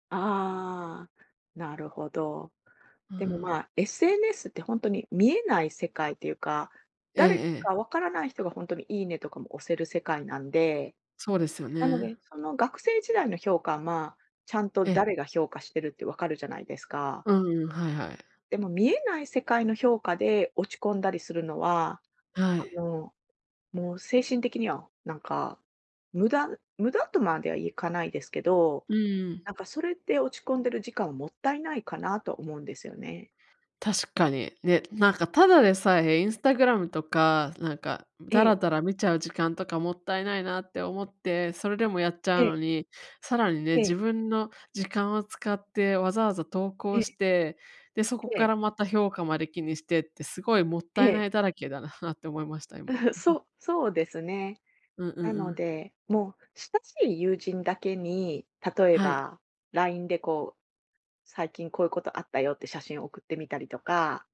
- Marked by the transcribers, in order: tapping; chuckle
- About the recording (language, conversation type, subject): Japanese, advice, 他人の評価に自分の価値を左右されてしまうのをやめるには、どうすればいいですか？